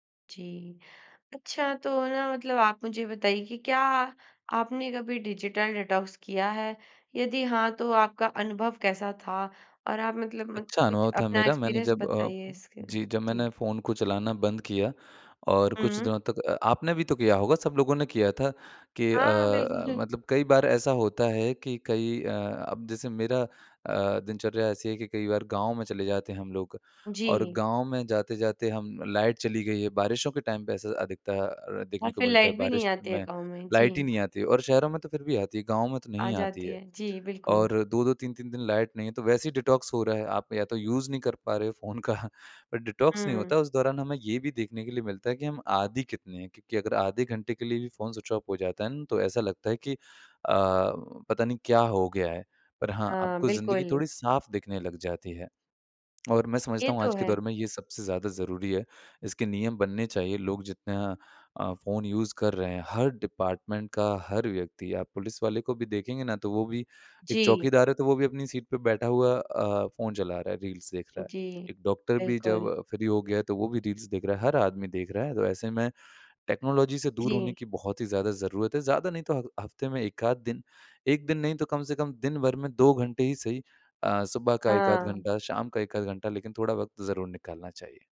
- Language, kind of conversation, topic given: Hindi, podcast, डिजिटल डिटॉक्स के छोटे-छोटे तरीके बताइए?
- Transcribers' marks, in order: in English: "डिजिटल डेटॉक्स"; in English: "एक्सपीरियंस"; laughing while speaking: "बिल्कुल"; in English: "टाइम"; in English: "डिटॉक्स"; in English: "यूज़"; laughing while speaking: "का"; in English: "डिटॉक्स"; in English: "स्विच ऑफ"; in English: "यूज़"; in English: "डिपार्टमेंट"; in English: "सीट"; in English: "फ्री"; in English: "टेक्नोलॉजी"